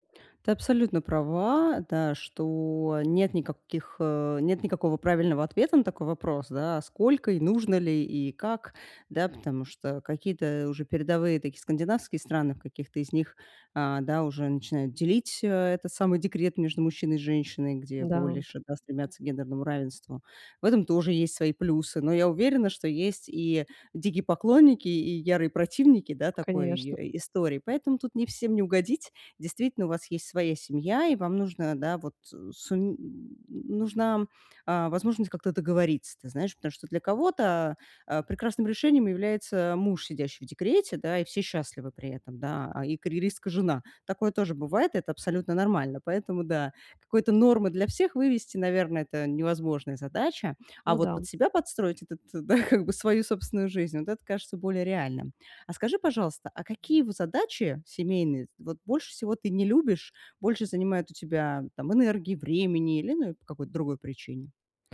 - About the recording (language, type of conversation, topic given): Russian, advice, Как мне совмещать работу и семейные обязанности без стресса?
- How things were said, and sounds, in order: tapping; laughing while speaking: "да"